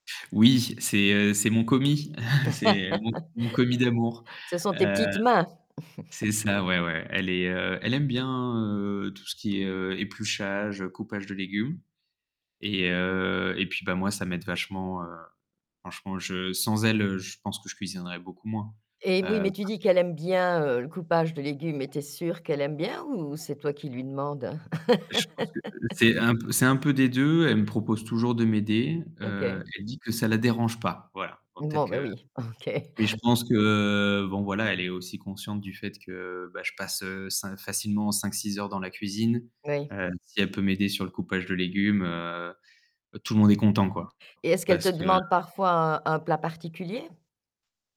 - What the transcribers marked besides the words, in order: static; chuckle; laugh; distorted speech; chuckle; tapping; laugh; laughing while speaking: "OK"
- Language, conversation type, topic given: French, podcast, Comment organisez-vous les repas en semaine à la maison ?